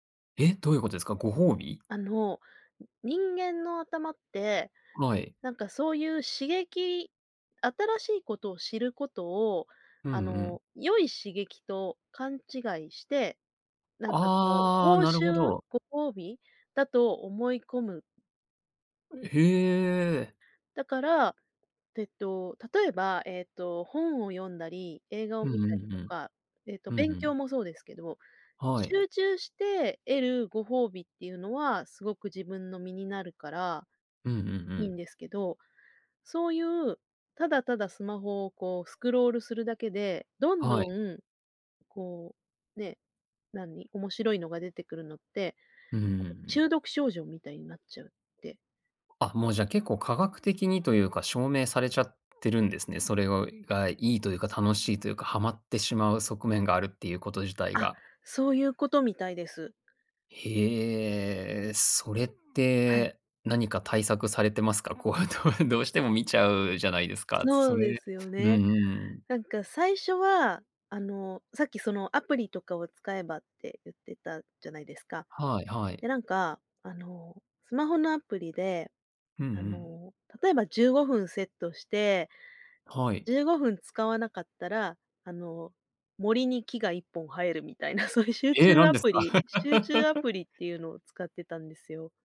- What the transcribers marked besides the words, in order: other noise; tapping; laughing while speaking: "どう どうしても"; laughing while speaking: "そういう"; laugh
- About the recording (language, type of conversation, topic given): Japanese, podcast, スマホは集中力にどのような影響を与えますか？